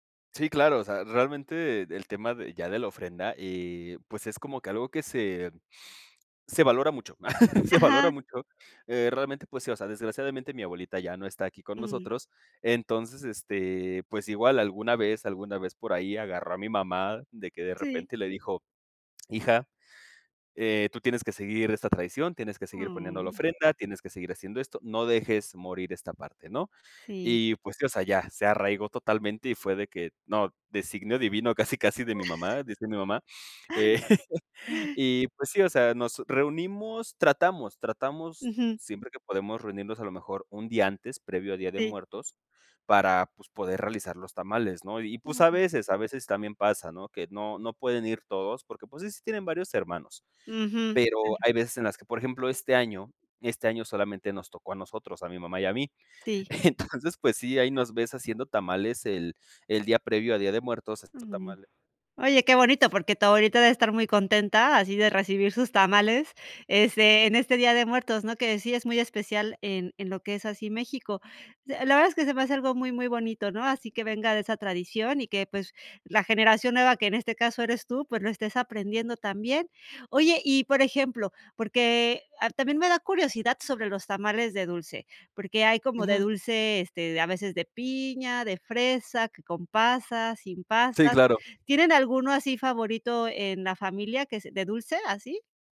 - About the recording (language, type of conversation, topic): Spanish, podcast, ¿Tienes alguna receta familiar que hayas transmitido de generación en generación?
- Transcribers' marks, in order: other background noise; laugh; giggle; chuckle; laughing while speaking: "Entonces"